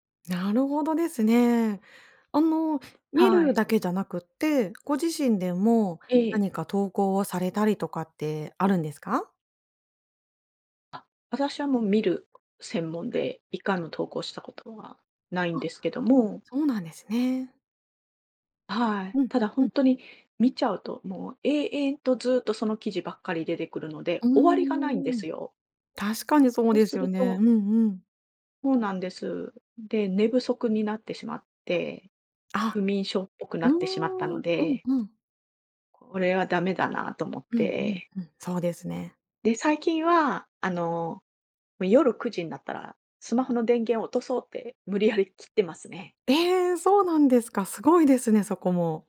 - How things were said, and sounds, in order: sniff; surprised: "ええ"
- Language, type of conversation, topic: Japanese, podcast, SNSとうまくつき合うコツは何だと思いますか？